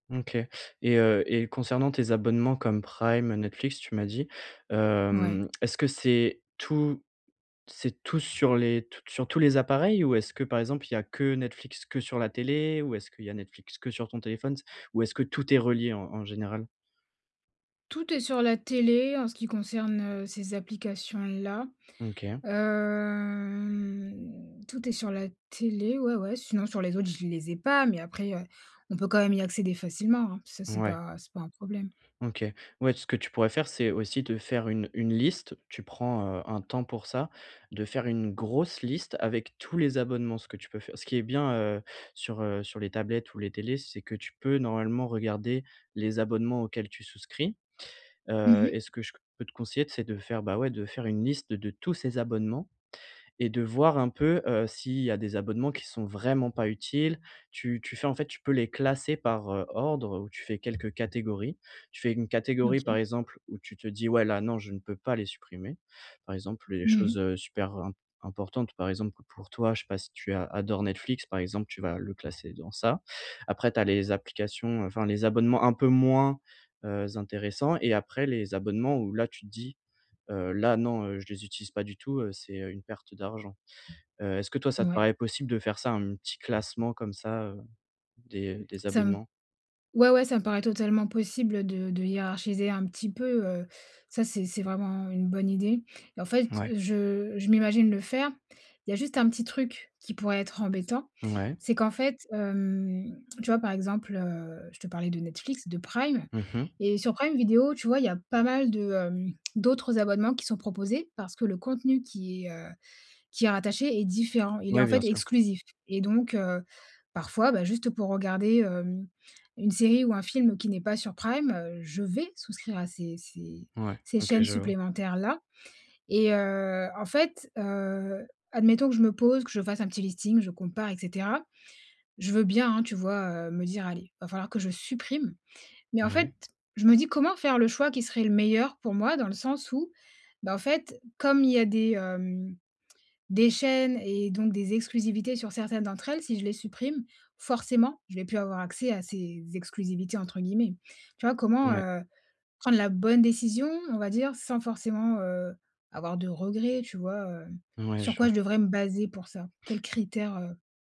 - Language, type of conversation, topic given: French, advice, Comment puis-je simplifier mes appareils et mes comptes numériques pour alléger mon quotidien ?
- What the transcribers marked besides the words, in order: tongue click; other background noise; drawn out: "Hem"; stressed: "pas"; stressed: "grosse"; stressed: "tous"; stressed: "vraiment"; tapping; stressed: "moins"; drawn out: "hem"; tongue click; drawn out: "heu"; tongue click; stressed: "vais"; drawn out: "heu"; in English: "listing"; drawn out: "hem"; stressed: "forcément"